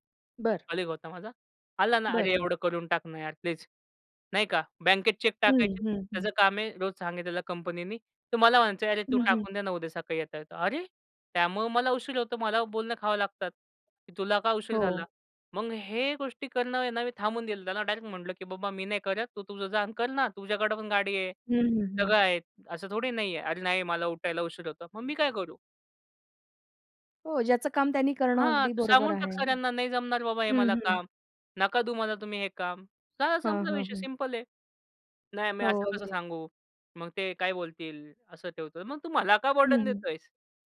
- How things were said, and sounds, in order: in English: "कलीग"; other background noise; angry: "मग तू मला का बर्डन देतोयस?"; laughing while speaking: "मला"; in English: "बर्डन"
- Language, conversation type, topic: Marathi, podcast, सतत ‘हो’ म्हणण्याची सवय कशी सोडाल?